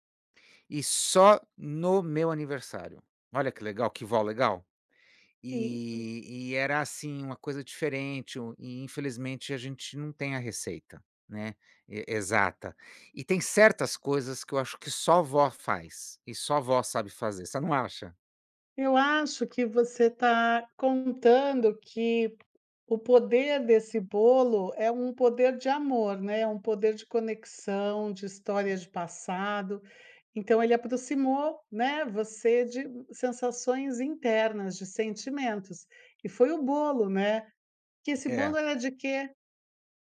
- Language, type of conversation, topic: Portuguese, unstructured, Você já percebeu como a comida une as pessoas em festas e encontros?
- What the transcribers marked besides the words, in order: tapping